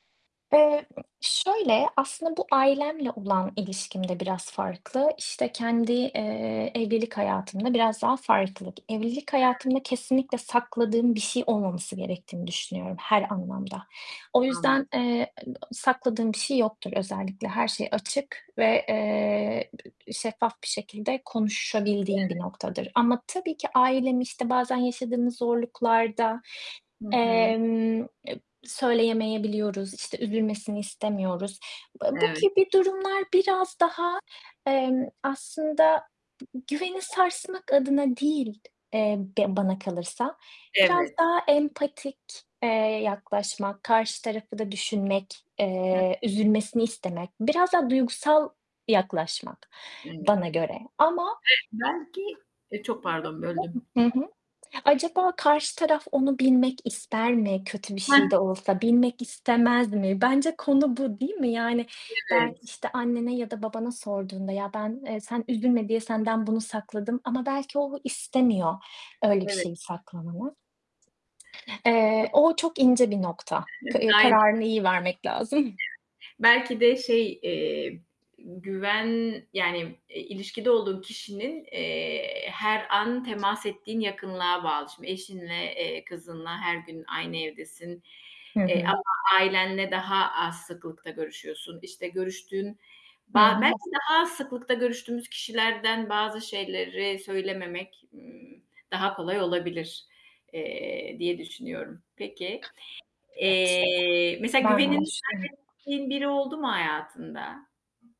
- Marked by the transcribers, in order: other background noise; distorted speech; tapping; unintelligible speech; background speech
- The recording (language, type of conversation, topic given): Turkish, unstructured, Güven sarsıldığında iletişim nasıl sürdürülebilir?